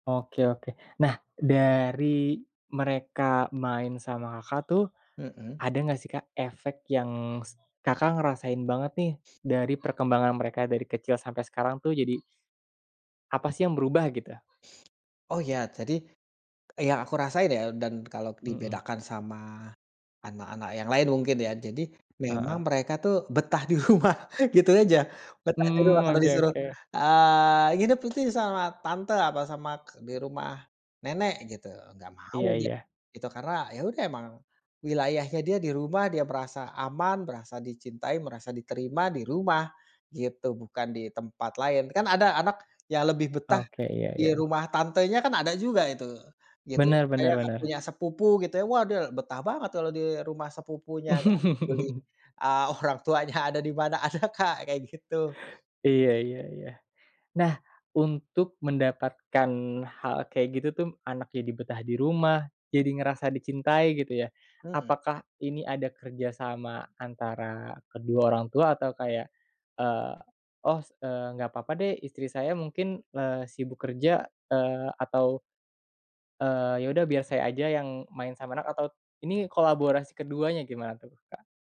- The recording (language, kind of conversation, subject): Indonesian, podcast, Bagaimana tindakan kecil sehari-hari bisa membuat anak merasa dicintai?
- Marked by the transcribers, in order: other background noise; laughing while speaking: "rumah"; tapping; "waduh" said as "wahde"; laugh; laughing while speaking: "Ada, Kak"